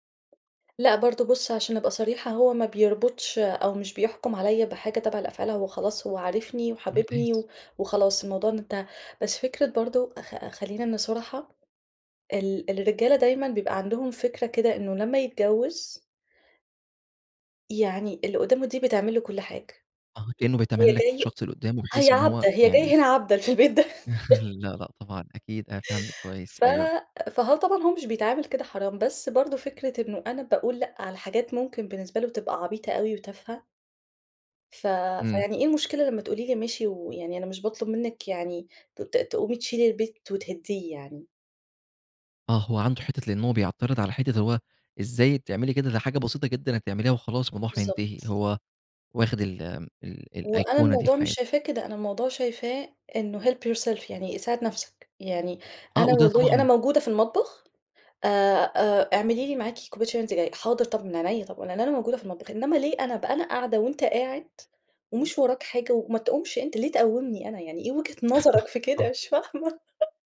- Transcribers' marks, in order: tapping; laugh; in English: "help yourself"; laugh
- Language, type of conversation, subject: Arabic, advice, ليه بيطلع بينّا خلافات كتير بسبب سوء التواصل وسوء الفهم؟